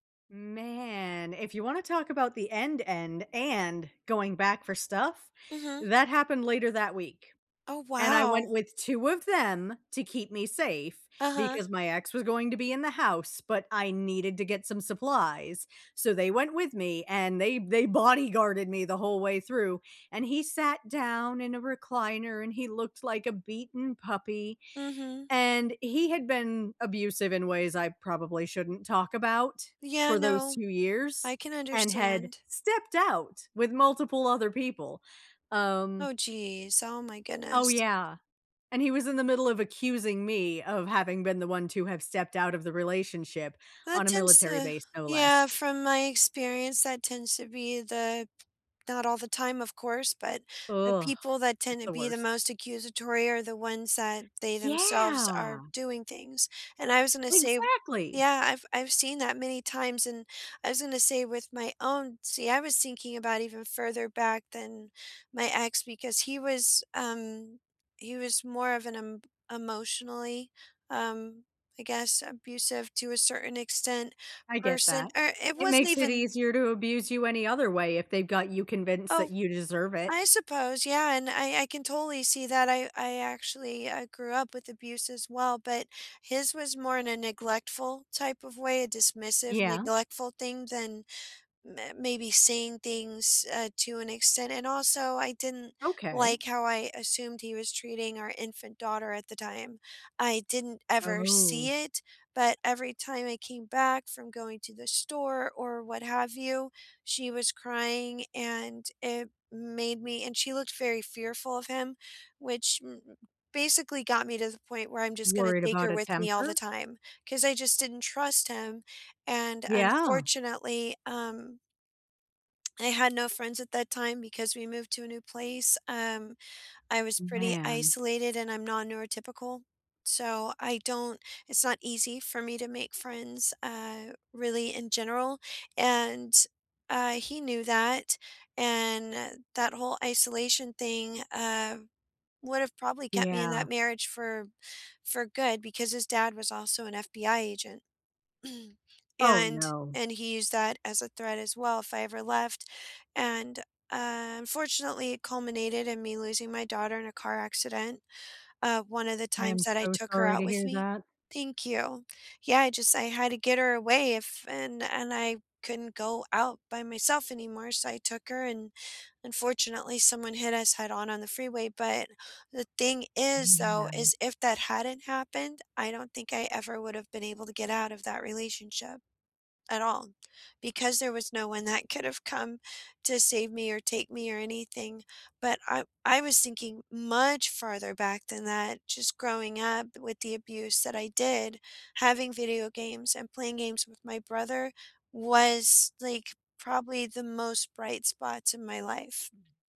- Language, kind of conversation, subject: English, unstructured, What hobby should I pick up to cope with a difficult time?
- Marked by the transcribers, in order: drawn out: "Man"; stressed: "them"; other background noise; groan; drawn out: "Yeah!"; lip smack; throat clearing; stressed: "much"